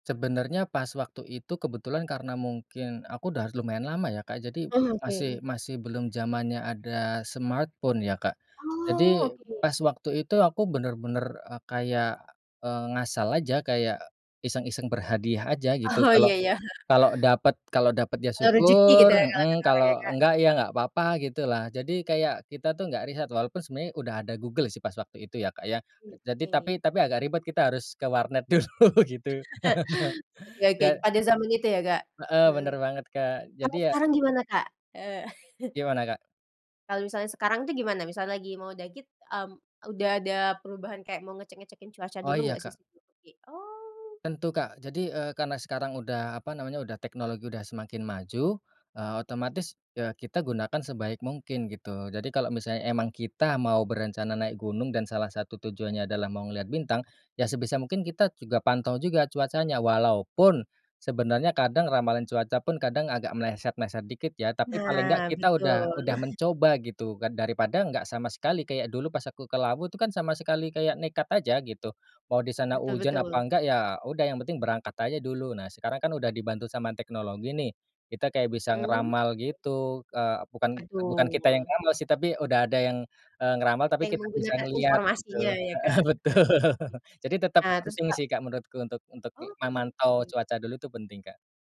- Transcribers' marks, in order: in English: "smartphone"; tapping; laughing while speaking: "Oh, iya iya"; chuckle; chuckle; laughing while speaking: "dulu"; laugh; chuckle; chuckle; other background noise; laughing while speaking: "betul"; unintelligible speech
- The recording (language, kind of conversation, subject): Indonesian, podcast, Bagaimana pengalamanmu mengamati bintang di tempat terpencil?